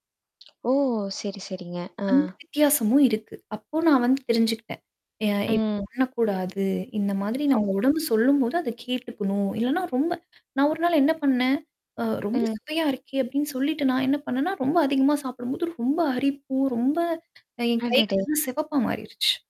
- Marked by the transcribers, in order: tapping; static; distorted speech; unintelligible speech; other background noise
- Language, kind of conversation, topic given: Tamil, podcast, உடல்நலச் சின்னங்களை நீங்கள் பதிவு செய்வது உங்களுக்கு எப்படிப் பயன் தருகிறது?